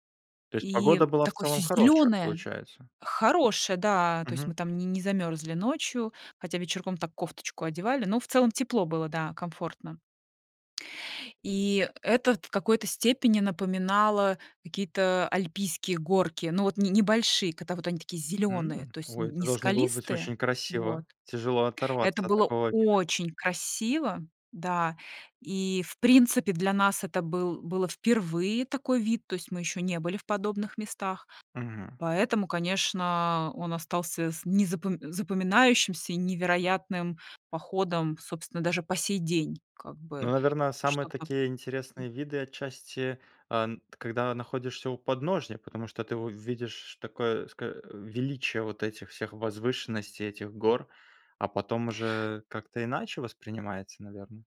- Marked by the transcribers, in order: tapping
- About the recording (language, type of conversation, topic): Russian, podcast, Какой поход на природу запомнился тебе больше всего?